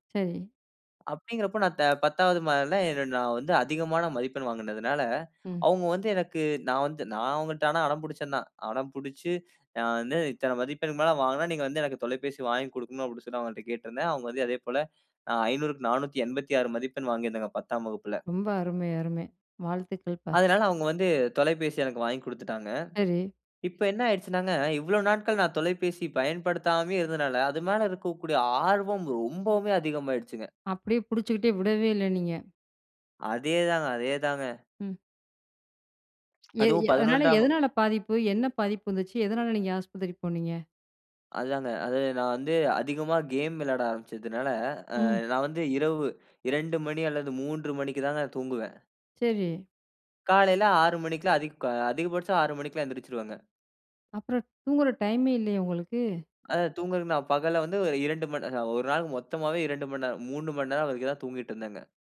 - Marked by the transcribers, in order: other background noise; joyful: "ரொம்ப அருமை அருமை வாழ்த்துக்கள்பா"
- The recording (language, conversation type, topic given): Tamil, podcast, திரை நேரத்தை எப்படிக் குறைக்கலாம்?